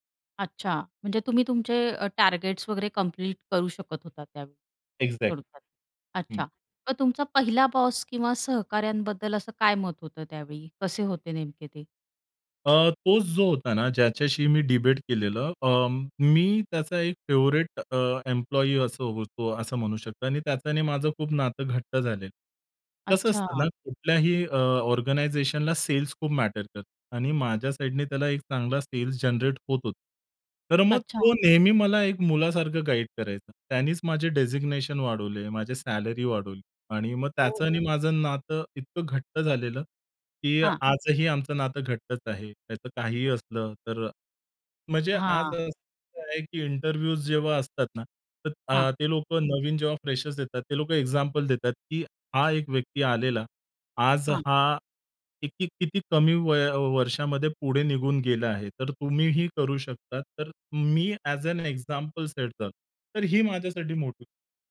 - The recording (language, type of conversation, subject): Marathi, podcast, तुम्हाला तुमच्या पहिल्या नोकरीबद्दल काय आठवतं?
- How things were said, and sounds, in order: other background noise; in English: "एक्झॅक्ट"; in English: "डिबेट"; in English: "फेव्हरेट"; tapping; in English: "ऑर्गनायझेशनला"; in English: "जनरेट"; in English: "डेझिग्नेशन"; background speech; in English: "इंटरव्ह्यूज"; in English: "ॲज ॲन एक्झाम्पल"